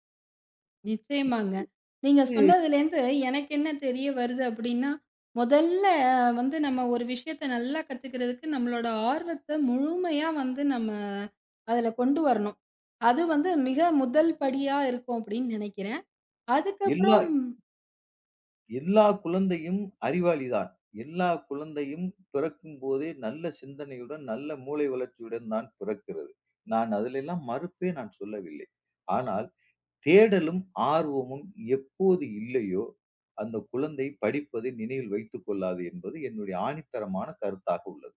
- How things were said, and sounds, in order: other noise
- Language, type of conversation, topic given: Tamil, podcast, பாடங்களை நன்றாக நினைவில் வைப்பது எப்படி?